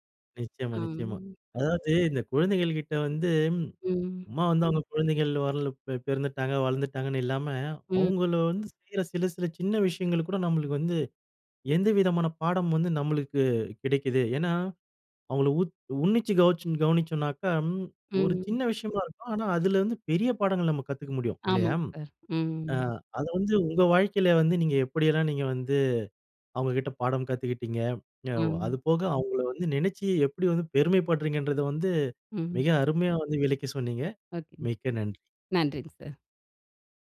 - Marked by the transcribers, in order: "வாரல" said as "வந்து"
- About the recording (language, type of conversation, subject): Tamil, podcast, குழந்தைகளிடம் இருந்து நீங்கள் கற்றுக்கொண்ட எளிய வாழ்க்கைப் பாடம் என்ன?